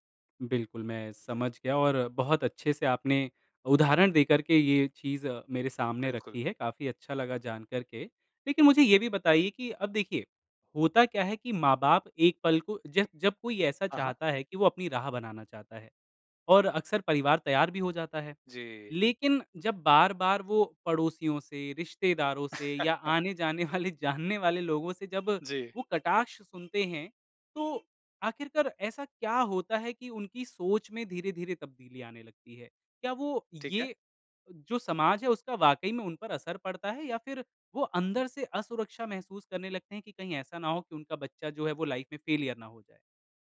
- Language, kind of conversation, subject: Hindi, podcast, क्या हमें समाज की अपेक्षाओं के अनुसार चलना चाहिए या अपनी राह खुद बनानी चाहिए?
- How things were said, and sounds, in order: chuckle; laughing while speaking: "वाले जानने वाले"; horn; in English: "लाइफ"; in English: "फेल्यर"